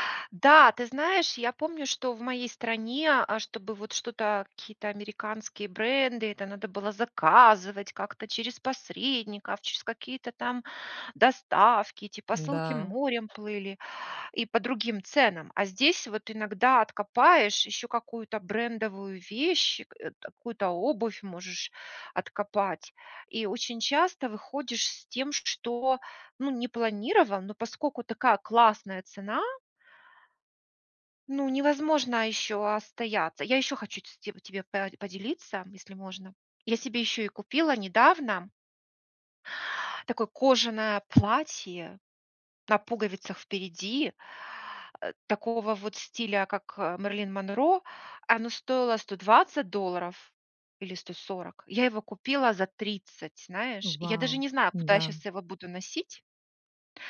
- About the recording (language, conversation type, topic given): Russian, advice, Почему я постоянно поддаюсь импульсу совершать покупки и не могу сэкономить?
- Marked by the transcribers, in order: tapping